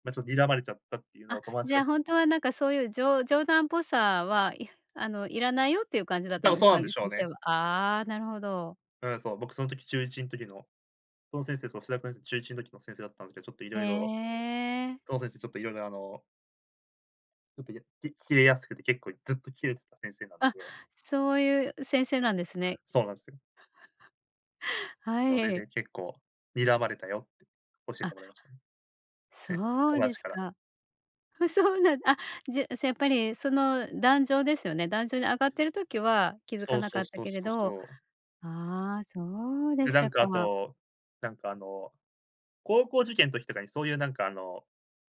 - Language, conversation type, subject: Japanese, podcast, 学校生活で最も影響を受けた出来事は何ですか？
- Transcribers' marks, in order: laugh